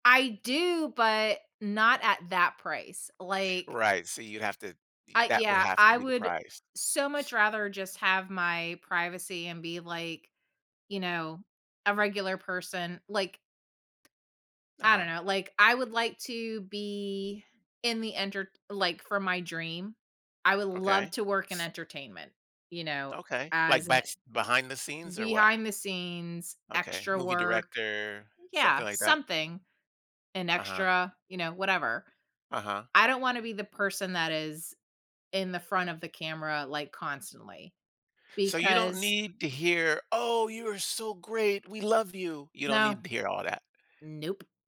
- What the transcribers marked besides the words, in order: none
- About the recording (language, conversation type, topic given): English, unstructured, How does where you live affect your sense of identity and happiness?